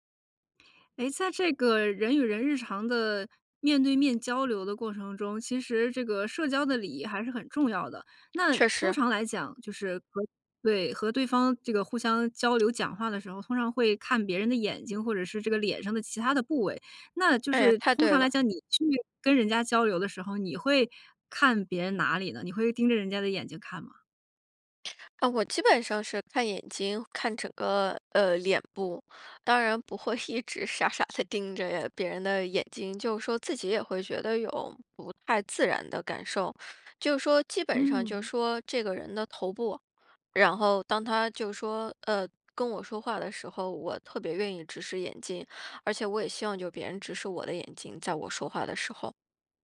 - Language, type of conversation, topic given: Chinese, podcast, 当别人和你说话时不看你的眼睛，你会怎么解读？
- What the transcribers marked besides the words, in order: other background noise; lip smack; lip smack; laughing while speaking: "不会一直傻傻地盯着"; other noise